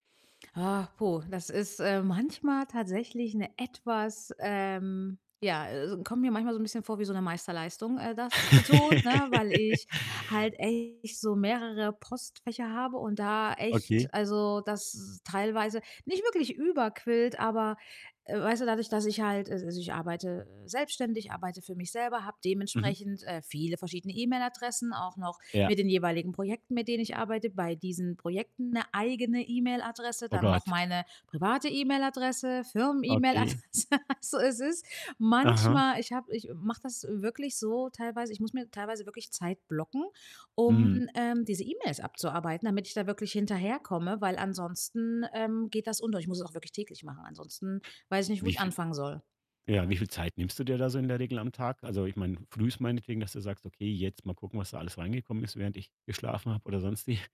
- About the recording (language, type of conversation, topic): German, podcast, Wie arbeitest du E-Mails schnell und ordentlich ab?
- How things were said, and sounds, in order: other background noise; laugh; distorted speech; laughing while speaking: "Firmen-E-Mail-Adresse. Also, es ist"; laughing while speaking: "wie"